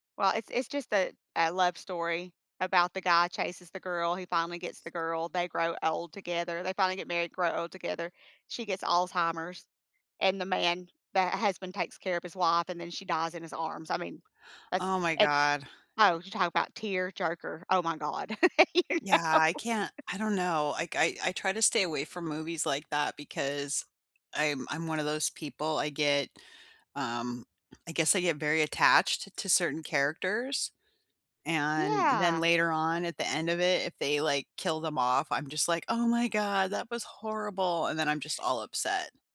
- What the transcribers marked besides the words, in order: laugh; laughing while speaking: "You know?"; laugh
- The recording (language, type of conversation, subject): English, unstructured, Which animated movies still move you as an adult, and what memories or meanings do you associate with them?
- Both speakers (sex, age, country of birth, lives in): female, 50-54, United States, United States; female, 50-54, United States, United States